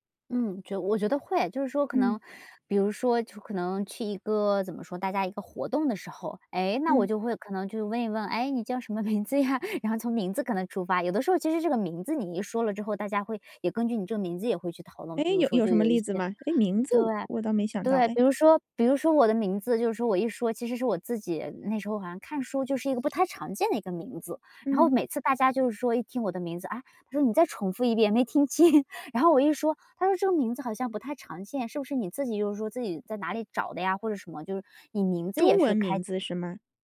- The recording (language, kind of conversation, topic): Chinese, podcast, 你觉得哪些共享经历能快速拉近陌生人距离？
- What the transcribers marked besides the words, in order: laughing while speaking: "名字呀？"; laughing while speaking: "清"